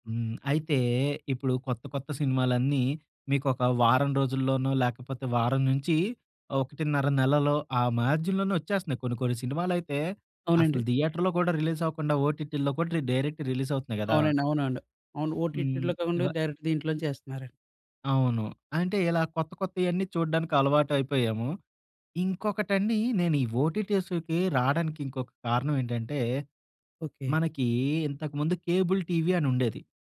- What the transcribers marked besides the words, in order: in English: "మార్జిన్‌లోనే"; in English: "థియేటర్‌లో"; in English: "రిలీజ్"; in English: "డైరెక్ట్ రిలీజ్"; in English: "ఓటిటిలో"; in English: "డైరెక్ట్"; in English: "ఓటీటీస్‌కి"; in English: "కేబుల్ టీవీ"
- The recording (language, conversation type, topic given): Telugu, podcast, స్ట్రీమింగ్ వల్ల టీవీని పూర్తిగా భర్తీ చేస్తుందని మీకు అనిపిస్తుందా?